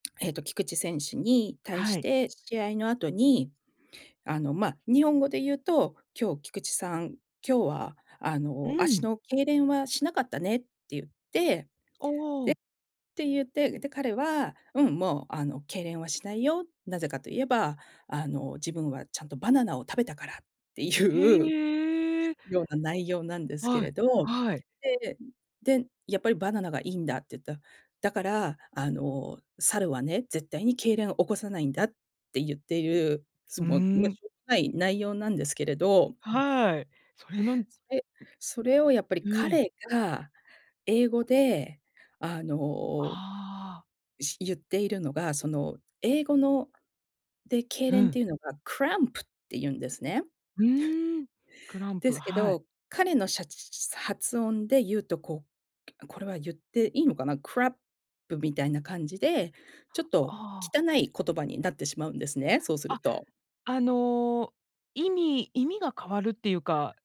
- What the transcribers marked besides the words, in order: other noise; put-on voice: "cramp"; in English: "cramp"; laugh; in English: "クランプ"; put-on voice: "crap"; in English: "crap"
- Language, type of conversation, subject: Japanese, podcast, バズった動画の中で、特に印象に残っているものは何ですか？